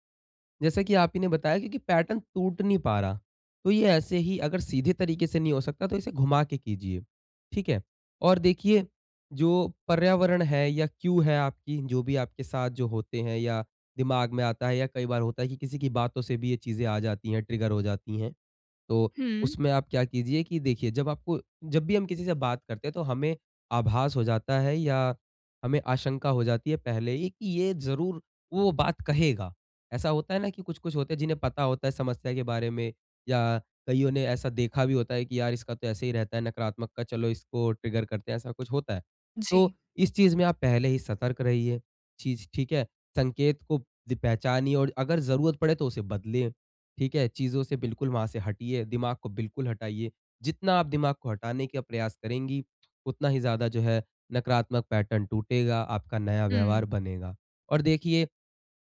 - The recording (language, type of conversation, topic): Hindi, advice, मैं नकारात्मक पैटर्न तोड़ते हुए नए व्यवहार कैसे अपनाऊँ?
- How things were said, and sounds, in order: in English: "पैटर्न"; in English: "ट्रिगर"; in English: "ट्रिगर"; in English: "पैटर्न"